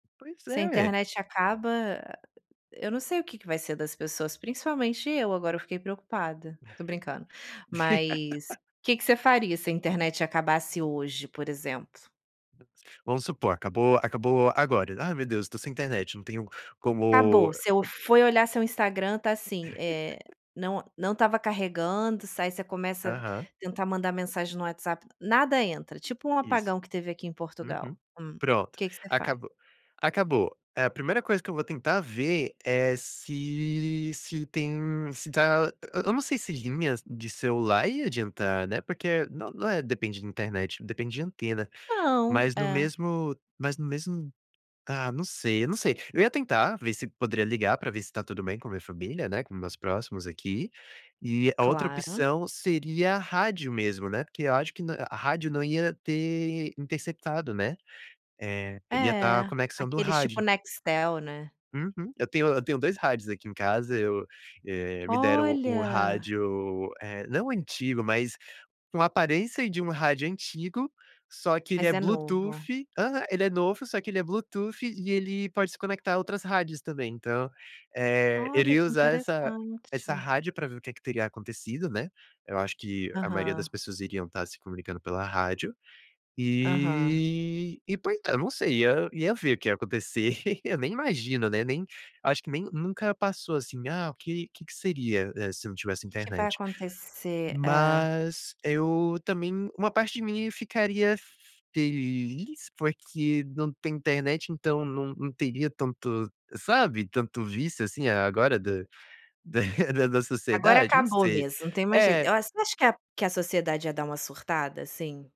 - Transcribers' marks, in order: laugh; other background noise; tapping; laugh; laugh
- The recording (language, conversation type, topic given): Portuguese, podcast, Como você evita passar tempo demais nas redes sociais?